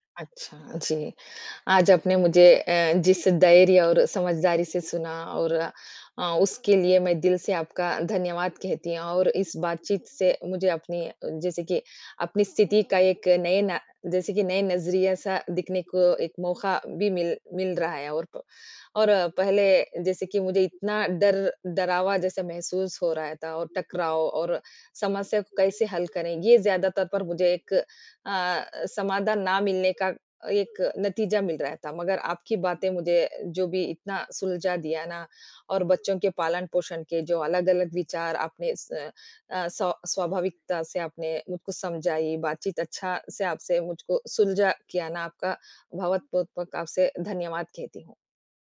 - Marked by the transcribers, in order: none
- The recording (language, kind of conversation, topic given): Hindi, advice, पालन‑पोषण में विचारों का संघर्ष